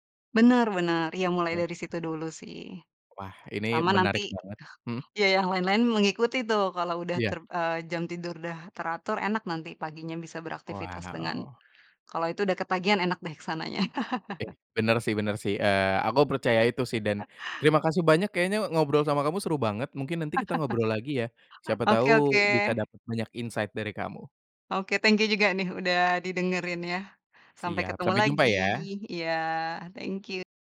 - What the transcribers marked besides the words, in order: laugh; laugh; in English: "insight"; in English: "thank you"
- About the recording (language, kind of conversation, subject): Indonesian, podcast, Apa rutinitas malam yang membantu kamu bangun pagi dengan segar?